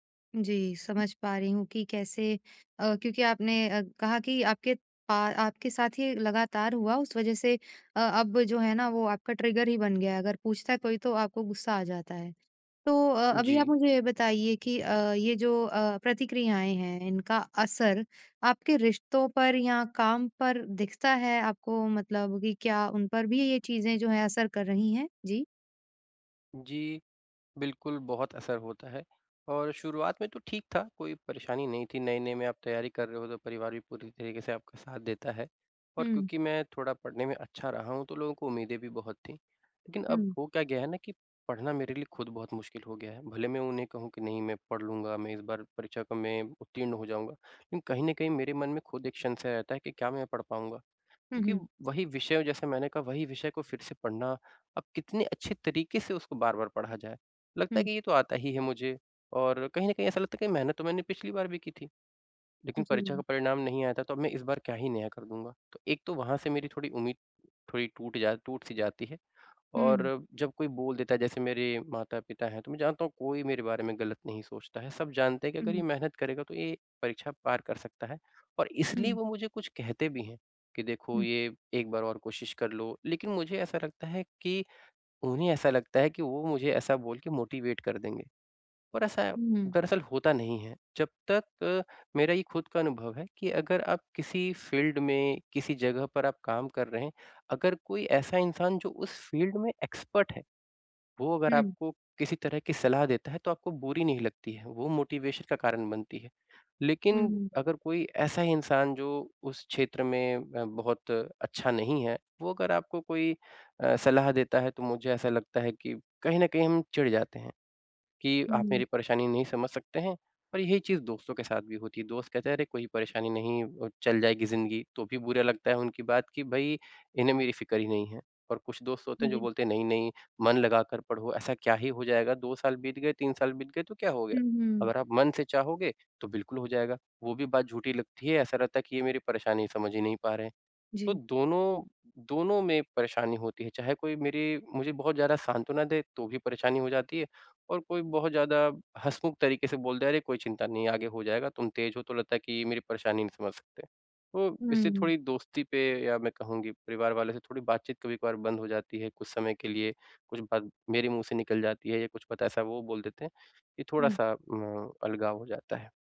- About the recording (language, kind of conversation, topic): Hindi, advice, मैं अपने भावनात्मक ट्रिगर और उनकी प्रतिक्रियाएँ कैसे पहचानूँ?
- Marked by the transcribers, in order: in English: "ट्रिगर"; tapping; other background noise; in English: "मोटिवेट"; in English: "फ़ील्ड"; in English: "फ़ील्ड"; in English: "एक्सपर्ट"; in English: "मोटिवेशन"